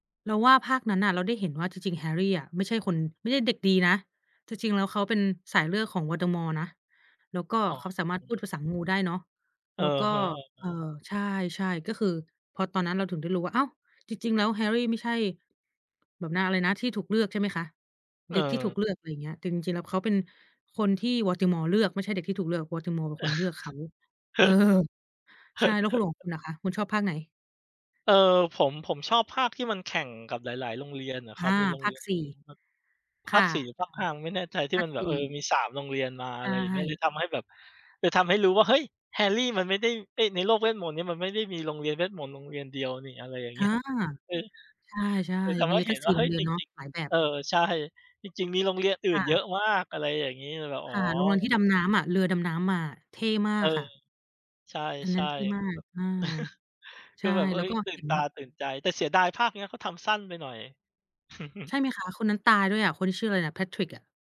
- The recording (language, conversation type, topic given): Thai, unstructured, ภาพยนตร์เรื่องไหนที่สร้างความประทับใจให้คุณมากที่สุด?
- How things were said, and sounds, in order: "Voldemort" said as "โวลติมอร์"; "Voldemort" said as "วอติมอร์"; laugh; laughing while speaking: "เออ !"; other background noise; laughing while speaking: "เงี้ย"; "โรงเรียน" said as "โรงรอน"; chuckle; chuckle